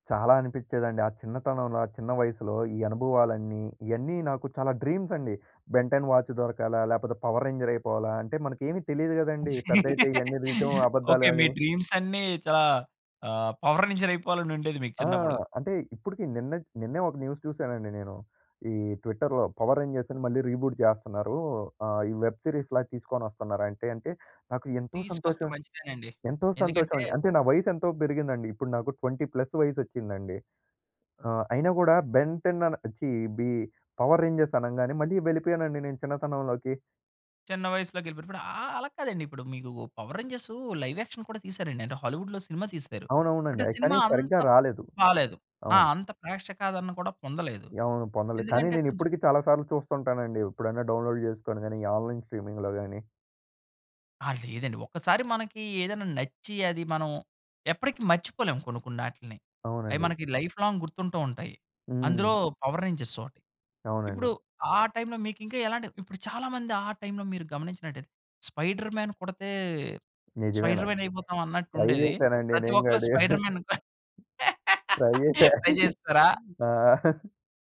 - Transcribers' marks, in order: in English: "వాచ్"; laugh; in English: "న్యూస్"; in English: "ట్విట్టర్‌లో"; in English: "రీబూట్"; in English: "వెబ్ సీరీస్‌లా"; in English: "ట్వెంటీ"; in English: "లైవ్ యాక్షన్"; in English: "డౌన్‌లోడ్"; in English: "ఆన్‌లైన్ స్ట్రీమింగ్‌లో"; in English: "లైఫ్‌లాంగ్"; tapping; in English: "ట్రై"; laughing while speaking: "కాడు"; laugh; laughing while speaking: "ట్రై జేశా. ఆ!"; in English: "ట్రై"; laughing while speaking: "ట్రై చేసెశారా?"; in English: "ట్రై"
- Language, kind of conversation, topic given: Telugu, podcast, మీ పిల్లవయస్సు అనుభవాలు మీ కళలో ఎలా ప్రతిబింబిస్తాయి?